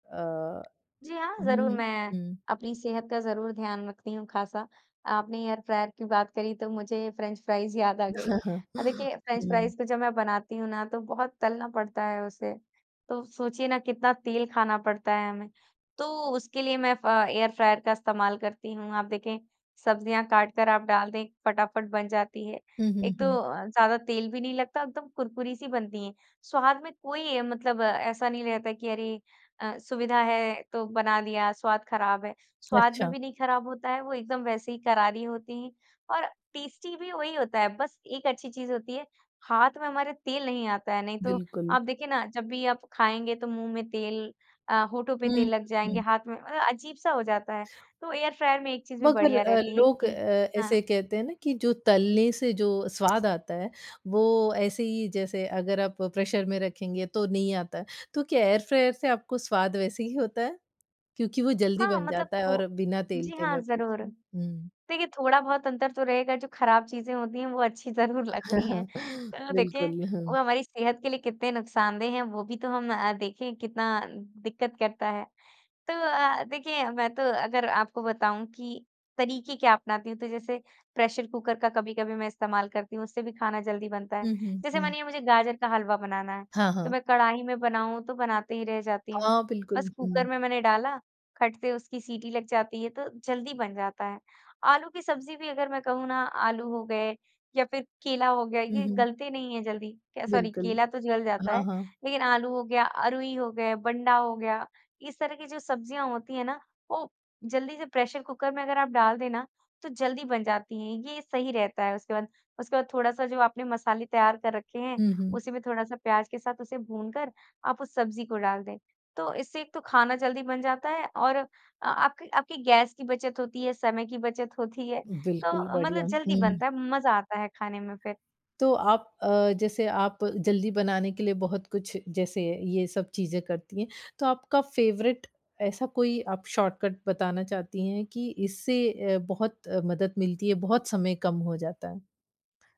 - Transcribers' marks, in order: laugh; in English: "टेस्टी"; other background noise; tapping; in English: "प्रेशर"; laughing while speaking: "अच्छी ज़रूर लगती हैं"; laugh; laughing while speaking: "बिल्कुल"; in English: "सॉरी"; in English: "फेवरेट"; in English: "शॉर्टकट"
- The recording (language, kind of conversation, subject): Hindi, podcast, अगर आपको खाना जल्दी बनाना हो, तो आपके पसंदीदा शॉर्टकट क्या हैं?